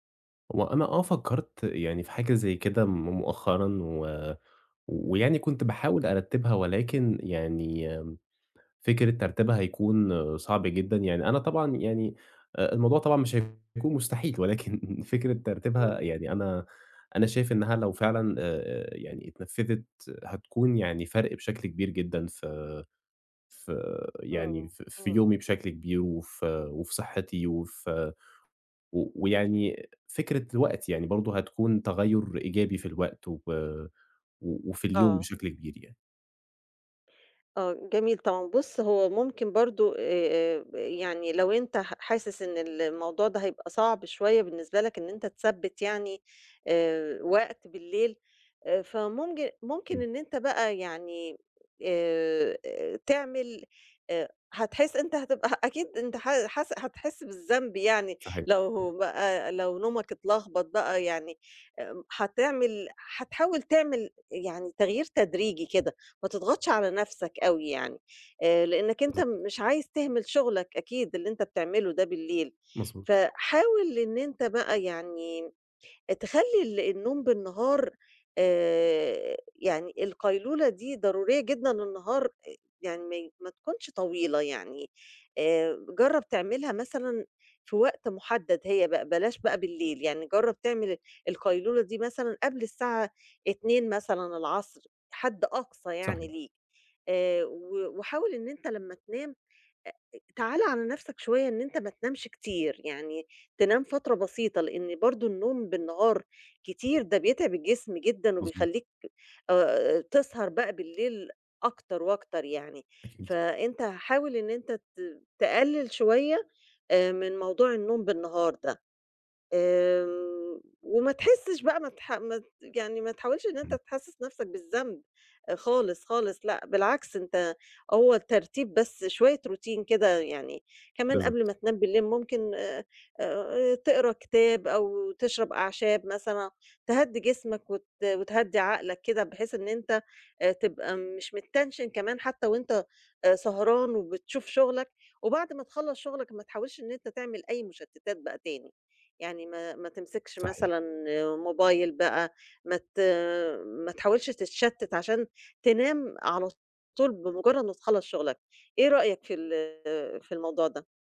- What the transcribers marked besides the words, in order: laughing while speaking: "ولكن"; other background noise; in English: "routine"
- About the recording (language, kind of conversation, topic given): Arabic, advice, إزاي قيلولة النهار بتبوّظ نومك بالليل؟